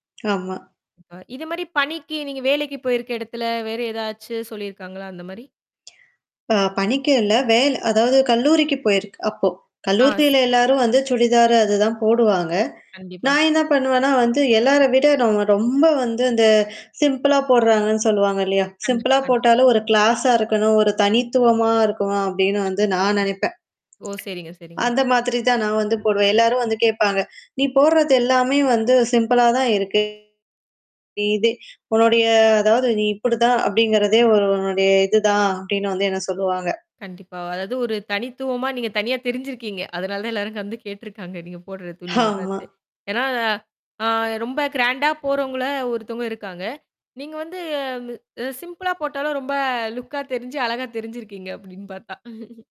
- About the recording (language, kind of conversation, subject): Tamil, podcast, உங்கள் உடைபாணி உங்களைப் பற்றி பிறருக்கு என்ன சொல்லுகிறது?
- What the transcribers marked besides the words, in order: tongue click; tapping; tongue click; other background noise; in English: "சிம்பிளா"; in English: "சிம்பிளா"; distorted speech; in English: "க்ளாஸா"; drawn out: "உன்னுடைய"; "வந்து" said as "கந்து"; mechanical hum; other noise; in English: "கிராண்டா"; drawn out: "வந்து"; in English: "சிம்பிளா"; in English: "லுக்கா"; laughing while speaking: "தெரிஞ்சு அழகா தெரிஞ்சிருக்கீங்க அப்டின்னு பார்த்தா"